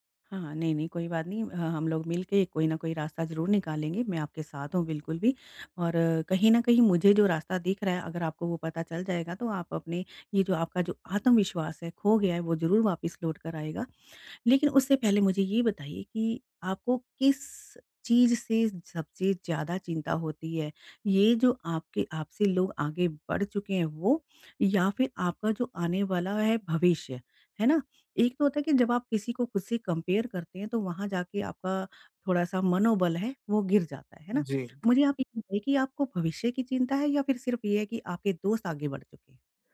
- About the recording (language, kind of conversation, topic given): Hindi, advice, अनिश्चितता में निर्णय लेने की रणनीति
- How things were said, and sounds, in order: tapping; in English: "कंपेयर"